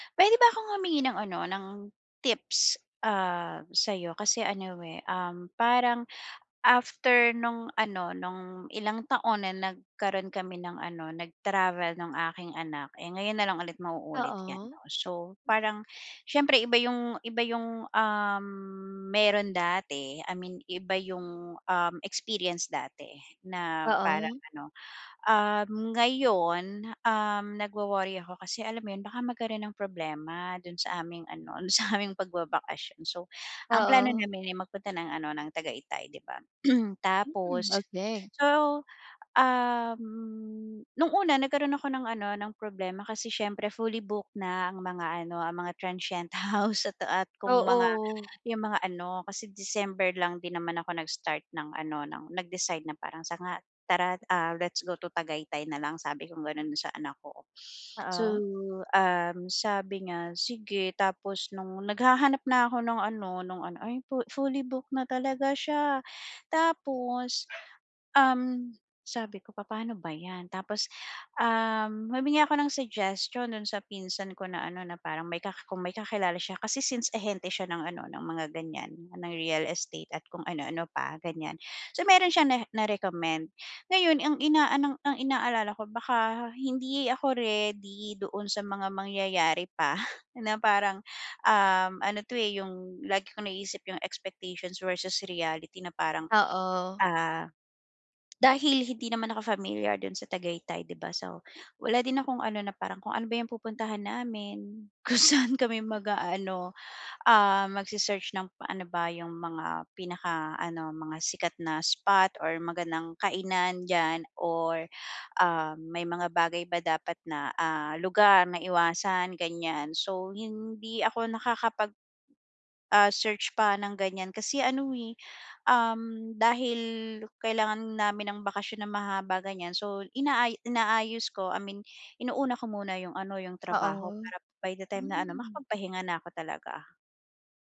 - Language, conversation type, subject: Filipino, advice, Paano ko aayusin ang hindi inaasahang problema sa bakasyon para ma-enjoy ko pa rin ito?
- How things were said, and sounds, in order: throat clearing; tapping; dog barking